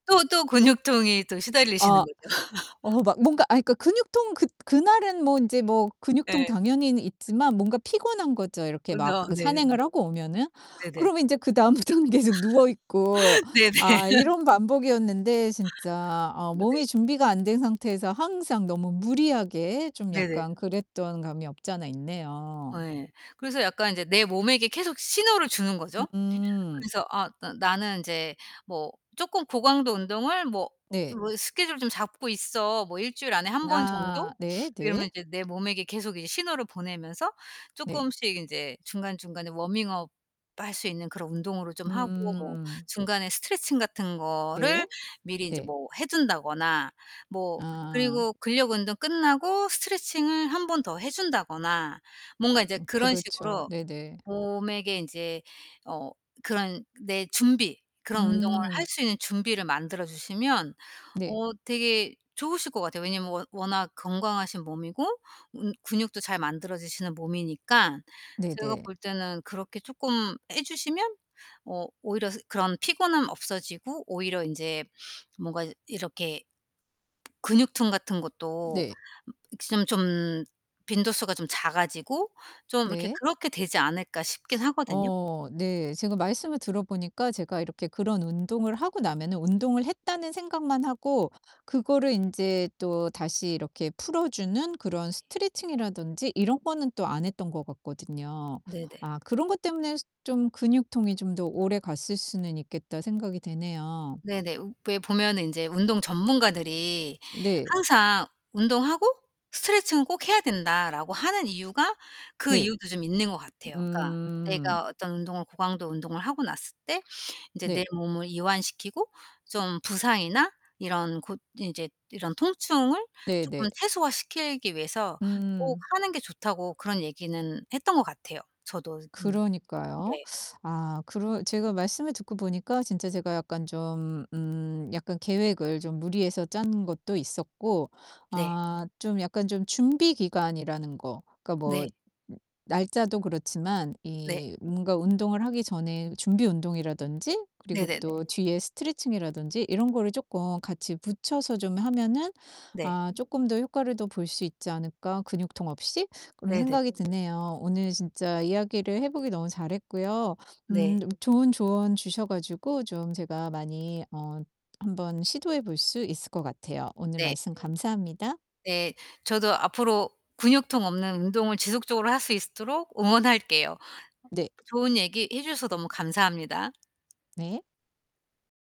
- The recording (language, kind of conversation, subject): Korean, advice, 운동을 하면 오히려 더 피곤해지는데 쉬어야 할지 계속해도 될지 어떻게 판단해야 하나요?
- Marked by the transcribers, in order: distorted speech; laugh; tapping; laugh; laughing while speaking: "그다음부터는 계속"; laugh; background speech; static; other background noise